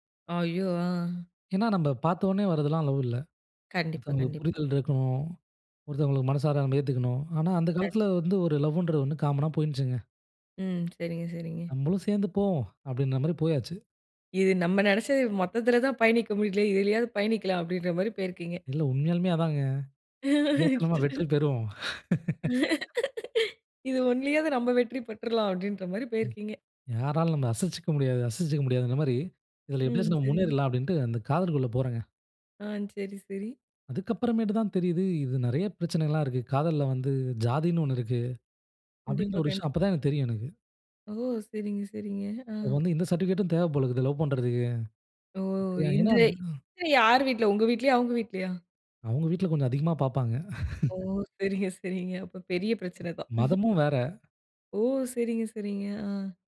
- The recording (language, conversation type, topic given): Tamil, podcast, குடும்பம் உங்கள் முடிவுக்கு எப்படி பதிலளித்தது?
- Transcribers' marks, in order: in English: "காம்மன்னா"; other background noise; laughing while speaking: "இது நம்ம நெனைச்சது மொத்தத்துல தான் பயணிக்க முடியல, இதுலயாவது பயணிக்கலாம் அப்டின்ற மாரி போயிருக்கீங்க"; laugh; laughing while speaking: "இது ஒன்னுலயாது நம்ப வெற்றி பெற்றலாம் அப்டின்ற மாரி போயிருக்கீங்க"; laugh; laugh; chuckle